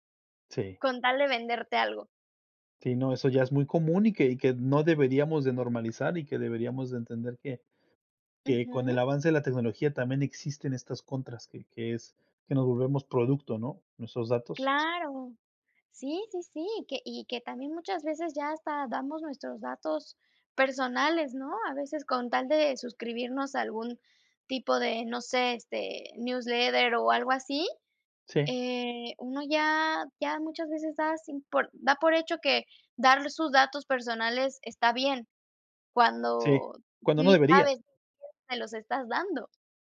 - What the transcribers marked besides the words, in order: none
- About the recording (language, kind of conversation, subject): Spanish, unstructured, ¿Cómo crees que la tecnología ha cambiado nuestra forma de comunicarnos?